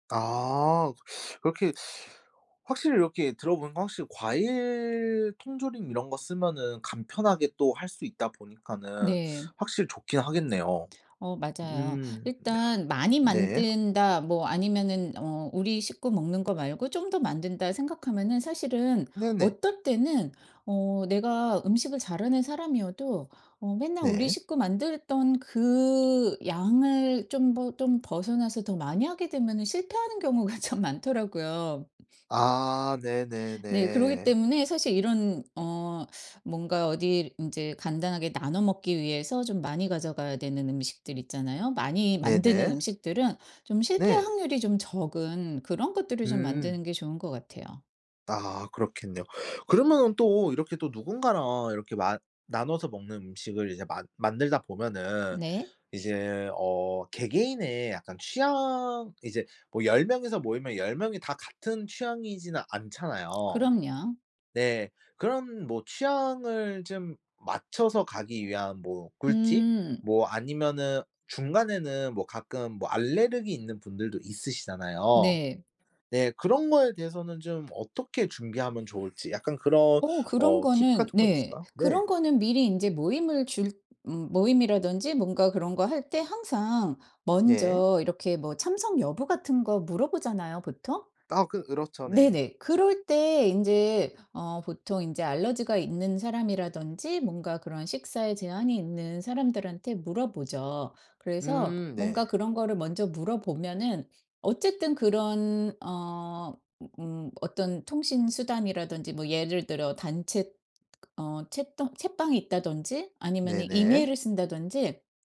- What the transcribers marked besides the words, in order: teeth sucking; other background noise; tongue click; laughing while speaking: "참"; tapping
- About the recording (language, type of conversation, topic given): Korean, podcast, 간단히 나눠 먹기 좋은 음식 추천해줄래?